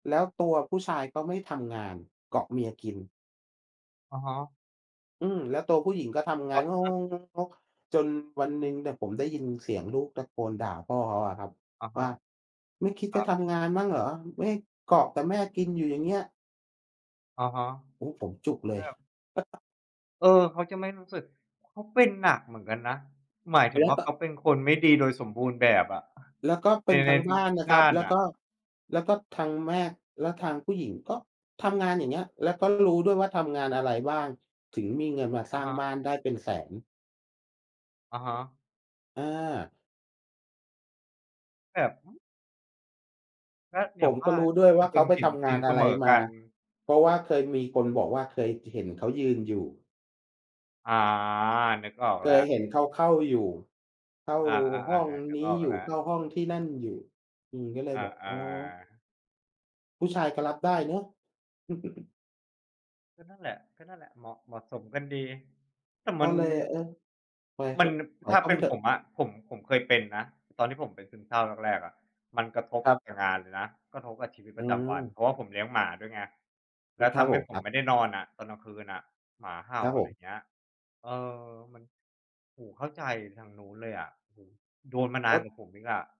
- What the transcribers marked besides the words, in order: other background noise; chuckle; chuckle
- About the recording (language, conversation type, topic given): Thai, unstructured, ถ้าคุณเจอคนที่ชอบสร้างปัญหา คุณควรรับมืออย่างไร?
- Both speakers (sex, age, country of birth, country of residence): male, 35-39, Thailand, Thailand; male, 45-49, Thailand, Thailand